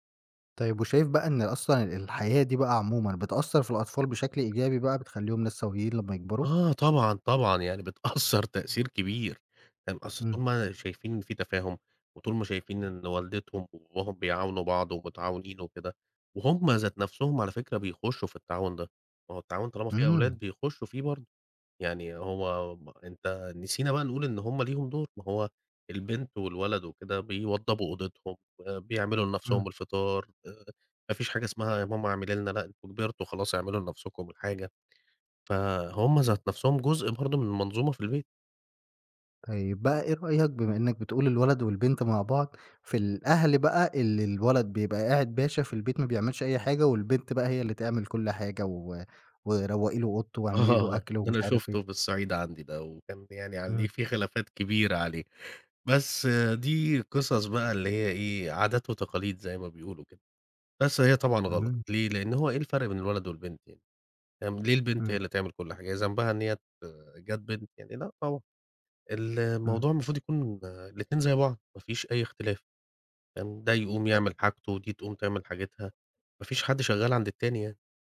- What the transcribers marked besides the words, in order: laughing while speaking: "بتأثَّر"; laughing while speaking: "آه"
- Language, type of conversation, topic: Arabic, podcast, إزاي شايفين أحسن طريقة لتقسيم شغل البيت بين الزوج والزوجة؟